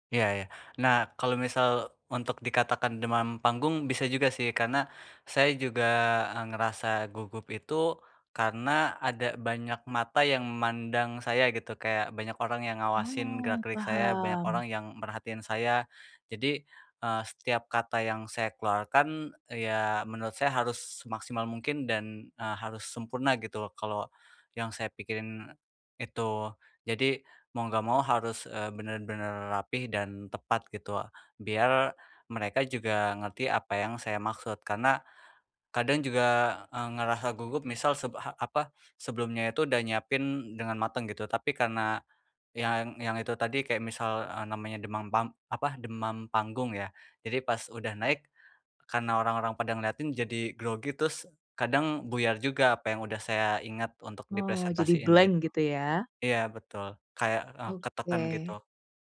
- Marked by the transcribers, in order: in English: "blank"
- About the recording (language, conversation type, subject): Indonesian, advice, Bagaimana cara mengatasi rasa gugup saat presentasi di depan orang lain?